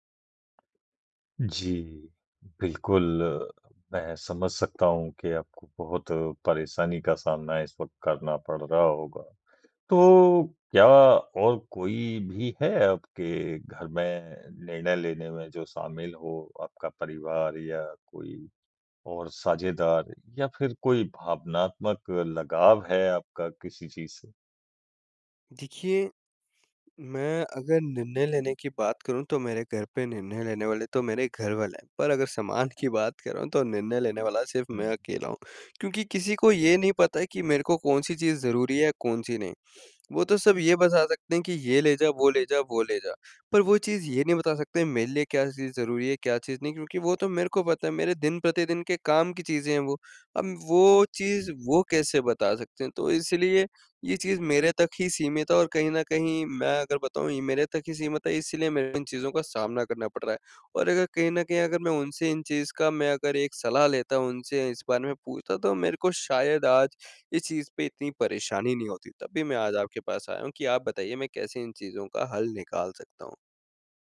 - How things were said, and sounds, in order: none
- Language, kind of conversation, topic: Hindi, advice, घर में बहुत सामान है, क्या छोड़ूँ यह तय नहीं हो रहा